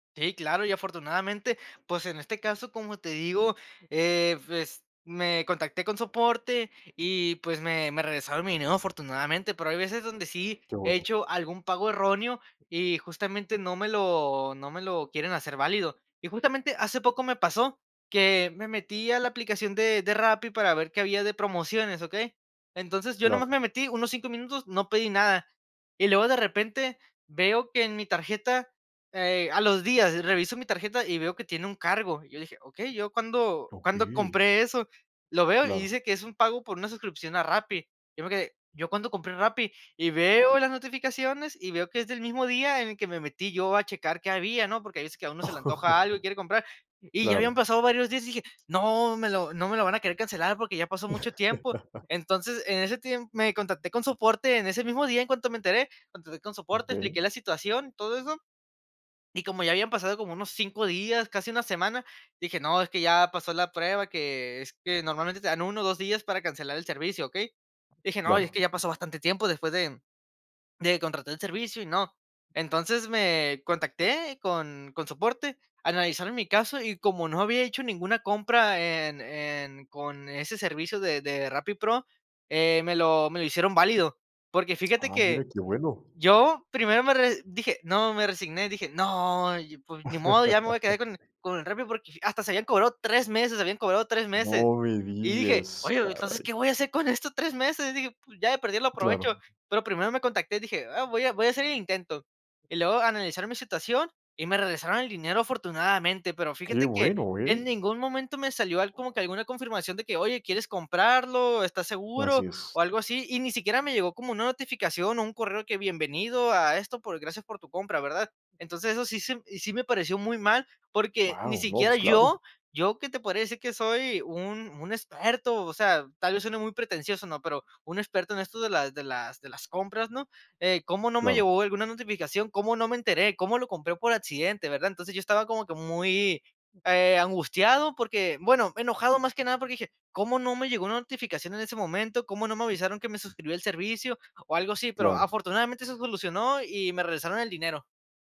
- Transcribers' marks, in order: laugh; tapping; laugh; other background noise; laugh; laughing while speaking: "con esto tres meses?"
- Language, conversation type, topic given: Spanish, podcast, ¿Qué retos traen los pagos digitales a la vida cotidiana?